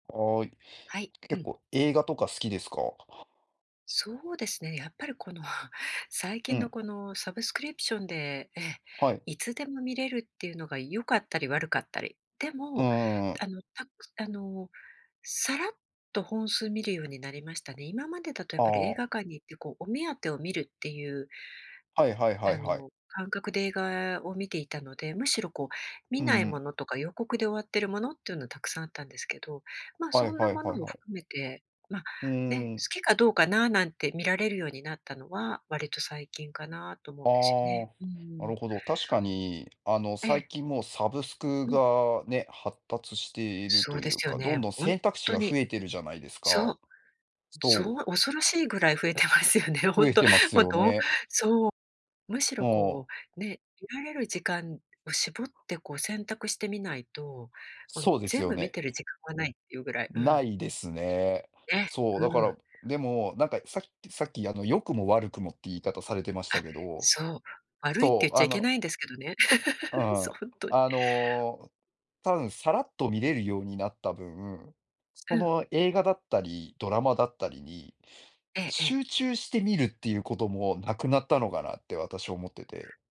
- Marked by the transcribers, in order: laughing while speaking: "この"; in English: "サブスクリプション"; laughing while speaking: "増えてますよね"; chuckle; laughing while speaking: "そ、ほんと"
- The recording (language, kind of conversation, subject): Japanese, unstructured, 好きな映画のジャンルは何ですか？